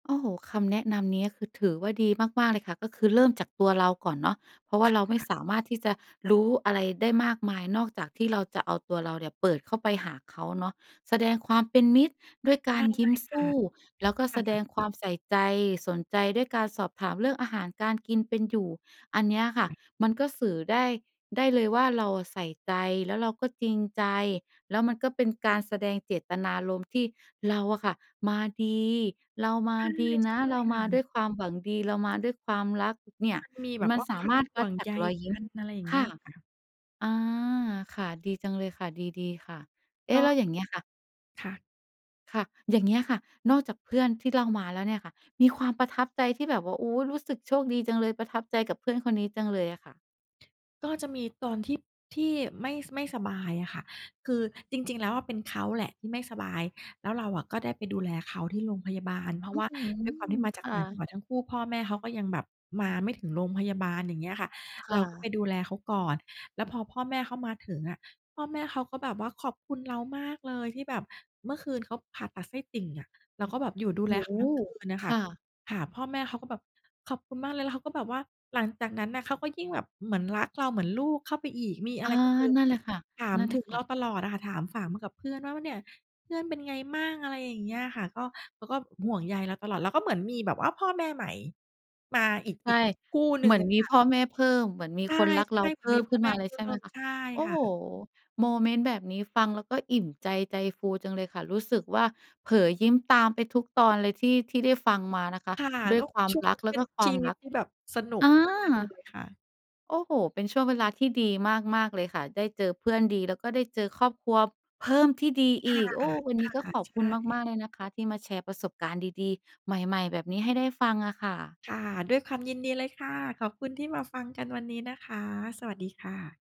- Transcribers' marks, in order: other background noise; "ถาม" said as "ฝาม"; stressed: "เพิ่ม"
- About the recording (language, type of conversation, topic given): Thai, podcast, มีคำแนะนำสำหรับคนที่เพิ่งย้ายมาอยู่เมืองใหม่ว่าจะหาเพื่อนได้อย่างไรบ้าง?